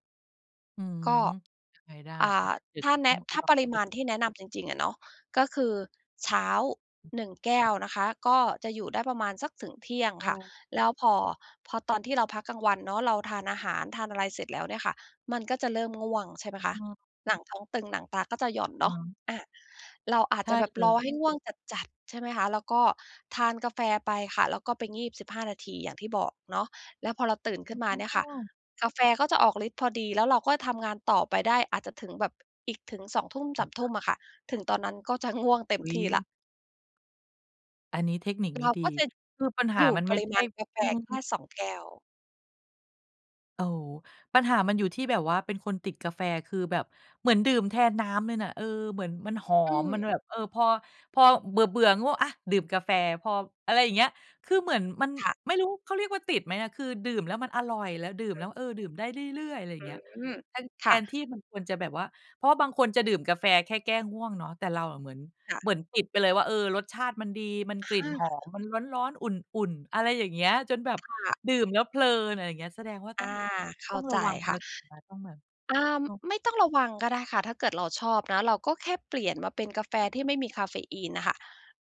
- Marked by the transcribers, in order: tapping; other background noise
- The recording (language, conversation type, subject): Thai, advice, คุณใช้กาแฟหรือเครื่องดื่มชูกำลังแทนการนอนบ่อยแค่ไหน?